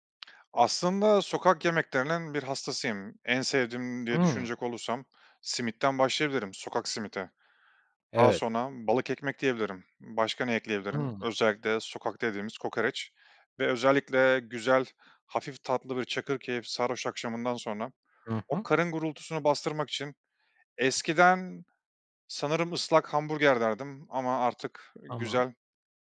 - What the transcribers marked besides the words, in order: other background noise
- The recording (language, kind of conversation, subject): Turkish, podcast, Sokak yemekleri bir ülkeye ne katar, bu konuda ne düşünüyorsun?